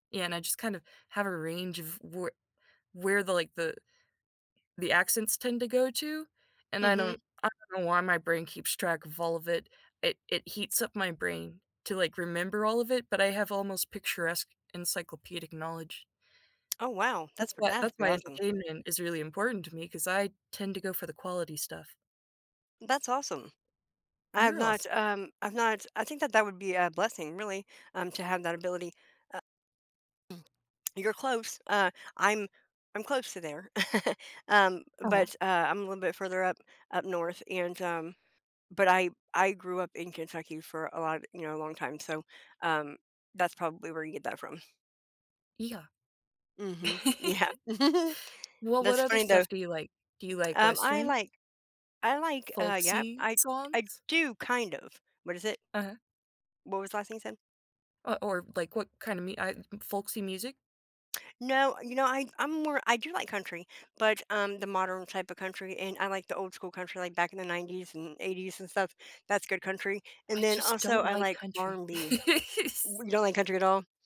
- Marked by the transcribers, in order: tapping; other noise; chuckle; other background noise; chuckle; chuckle
- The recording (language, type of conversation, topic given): English, unstructured, How do your personal favorites in entertainment differ from popular rankings, and what influences your choices?
- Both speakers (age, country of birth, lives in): 30-34, United States, United States; 45-49, United States, United States